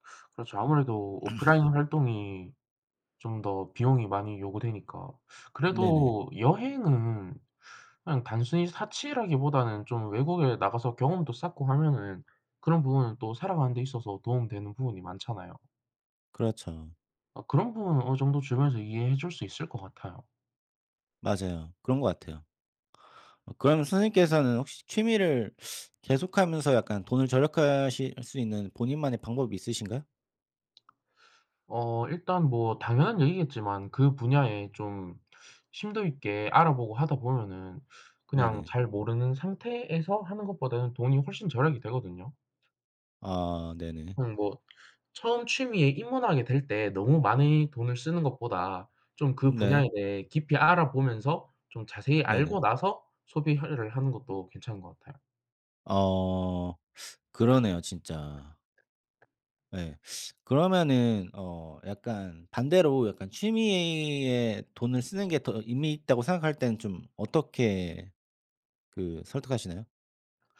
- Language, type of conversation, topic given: Korean, unstructured, 취미 활동에 드는 비용이 너무 많을 때 상대방을 어떻게 설득하면 좋을까요?
- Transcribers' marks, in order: throat clearing; teeth sucking; tapping; other background noise